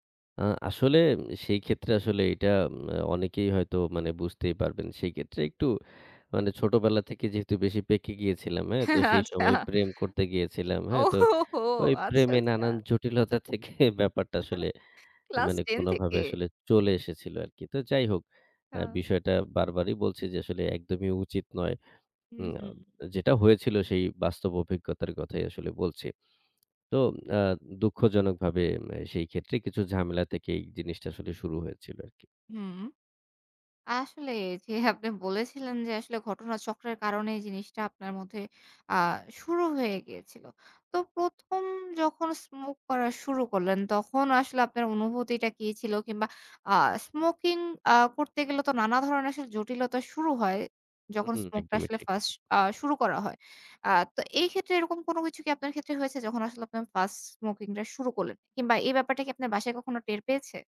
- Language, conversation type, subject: Bengali, podcast, পুরনো অভ্যাস বদলাতে তুমি কী করো?
- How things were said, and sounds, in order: laugh; laughing while speaking: "হ্যাঁ, আচ্ছা। ও হো হো! আচ্ছা, আচ্ছা"; laughing while speaking: "জটিলতা থেকে"; chuckle; laughing while speaking: "ক্লাস ten"; laughing while speaking: "যে"